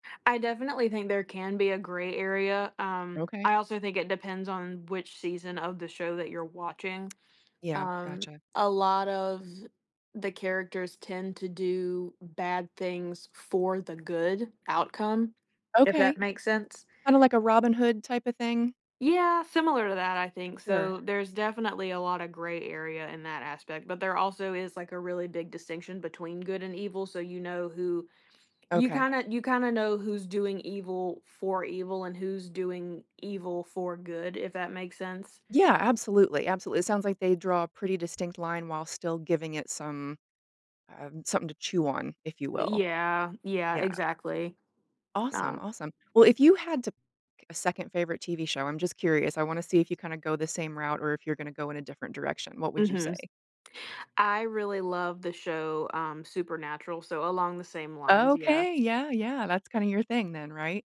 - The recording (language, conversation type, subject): English, podcast, How do certain TV shows leave a lasting impact on us and shape our interests?
- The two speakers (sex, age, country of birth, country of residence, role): female, 20-24, United States, United States, guest; female, 45-49, United States, United States, host
- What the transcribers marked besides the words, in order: none